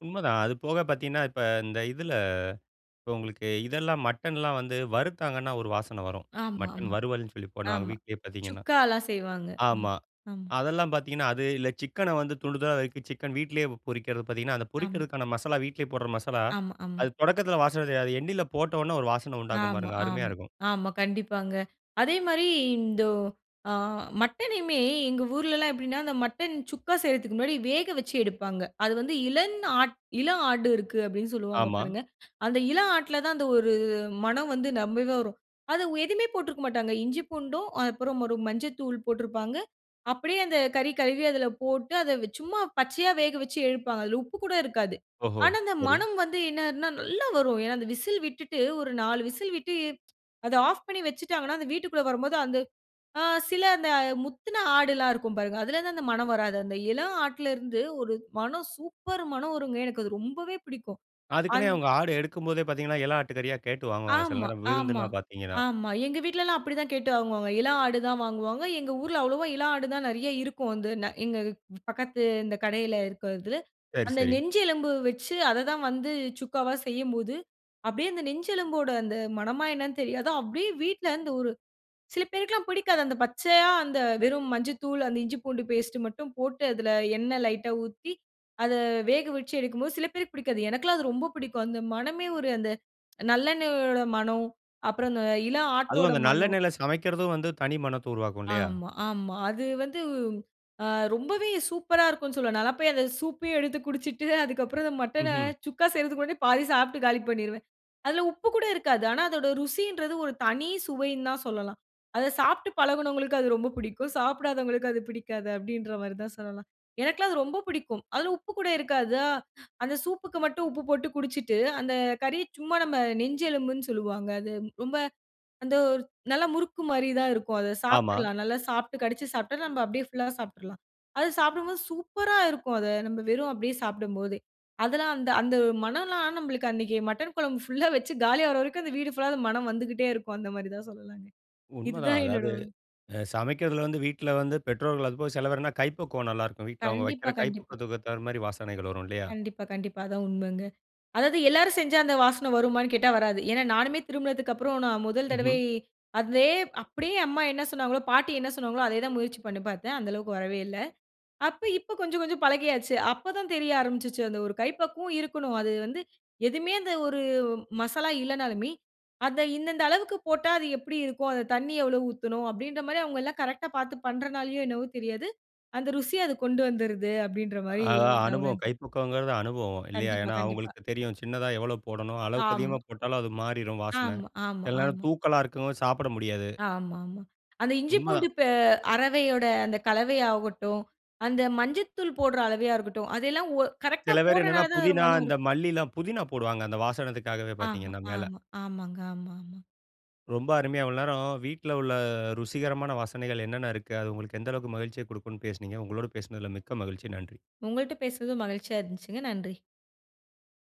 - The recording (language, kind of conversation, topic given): Tamil, podcast, வீட்டில் பரவும் ருசிகரமான வாசனை உங்களுக்கு எவ்வளவு மகிழ்ச்சி தருகிறது?
- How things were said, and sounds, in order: "இந்த" said as "இந்தோ"; "இளம்" said as "இளன்"; "ரெம்பவே" said as "நெம்பவே"; "எடுப்பாங்க" said as "எழுப்பாங்க"; other background noise; joyful: "எனக்கெல்லாம் அது ரொம்ப பிடிக்கும்"; laughing while speaking: "போய் அந்த சூப்பயே எடுத்து குடிச்சிட்டு … சாப்ட்டு காலி பண்ணிருவேன்"; surprised: "சூப்பரா இருக்கும்"; laughing while speaking: "மட்டன் குழம்பு ஃபுல்லா வெச்சு காலியாகிற … இது தான் என்னோட"; laughing while speaking: "கொண்டு வந்துருது. அப்படின்ற மாரி நான் உணர்ந்தேன்"; "அளவா" said as "அளவையா"; "வாசனைக்காகவே" said as "வாசனத்துக்காகவே"